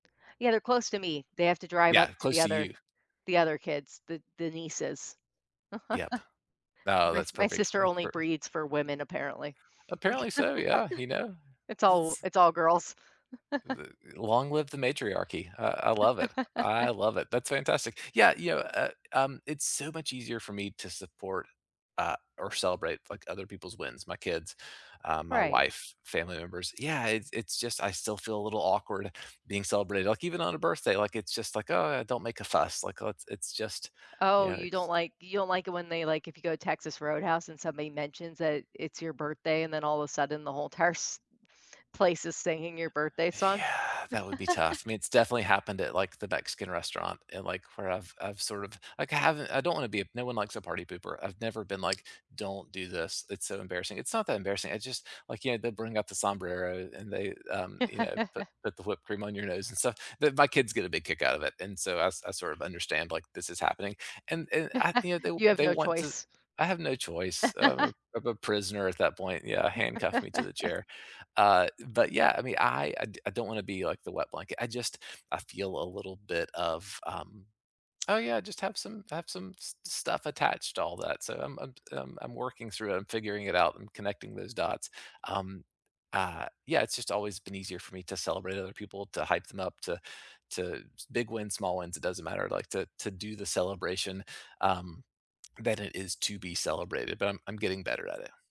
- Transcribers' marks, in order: chuckle; chuckle; chuckle; chuckle; tapping; other background noise; chuckle; chuckle; chuckle; chuckle; laugh
- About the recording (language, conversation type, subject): English, unstructured, What are your favorite ways to celebrate and share your wins, big or small, with the people in your life?
- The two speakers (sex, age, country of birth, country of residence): female, 35-39, United States, United States; male, 45-49, United States, United States